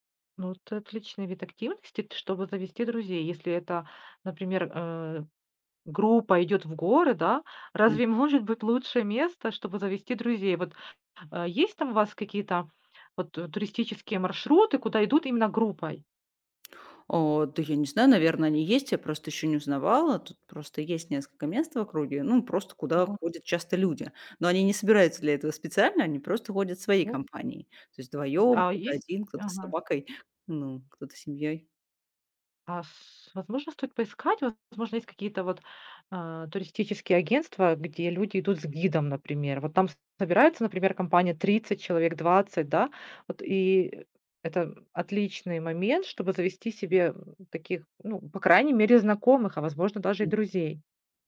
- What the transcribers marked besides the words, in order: none
- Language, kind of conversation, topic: Russian, advice, Как проходит ваш переезд в другой город и адаптация к новой среде?